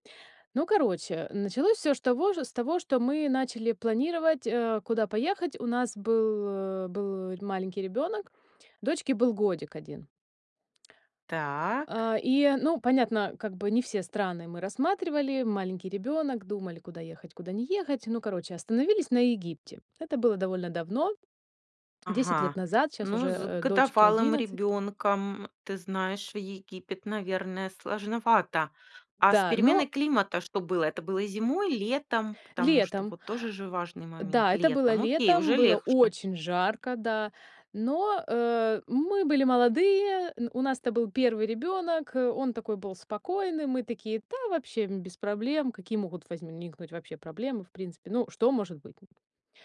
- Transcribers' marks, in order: other noise; tapping; "возникнуть" said as "возминкнуть"
- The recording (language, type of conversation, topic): Russian, podcast, Какое путешествие запомнилось вам больше всего?
- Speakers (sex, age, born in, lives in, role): female, 40-44, Ukraine, United States, guest; female, 45-49, Russia, Spain, host